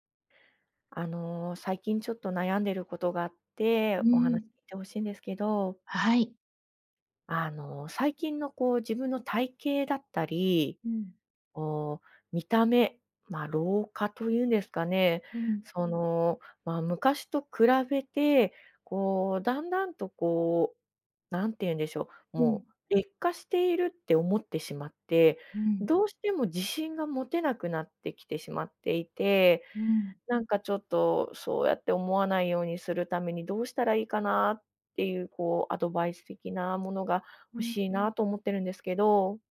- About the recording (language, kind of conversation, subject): Japanese, advice, 体型や見た目について自分を低く評価してしまうのはなぜですか？
- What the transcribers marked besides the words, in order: other background noise